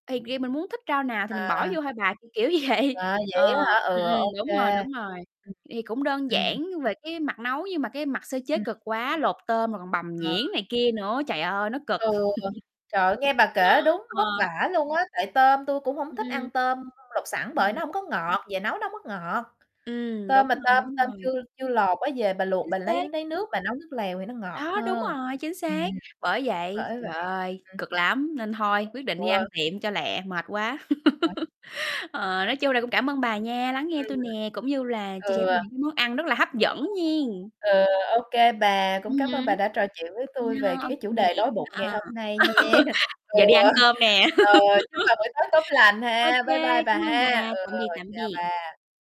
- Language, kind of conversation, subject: Vietnamese, unstructured, Bạn có thích nấu ăn không, và món nào bạn nấu giỏi nhất?
- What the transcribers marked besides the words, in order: distorted speech; laughing while speaking: "vậy"; other background noise; chuckle; tapping; unintelligible speech; chuckle; laugh; laughing while speaking: "nha"; laugh